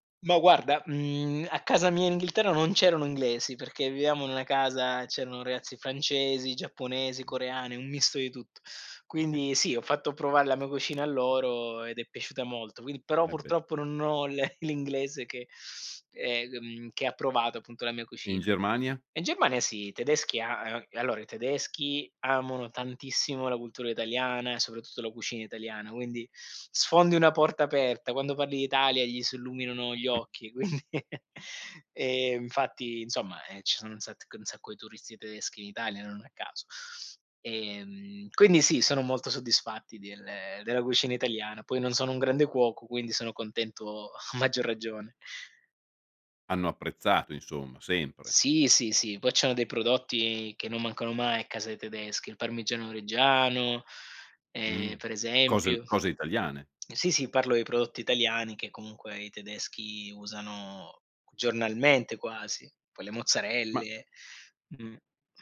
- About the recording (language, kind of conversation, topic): Italian, podcast, Che consigli daresti a chi vuole cominciare oggi?
- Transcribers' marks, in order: snort; laughing while speaking: "a maggior ragione"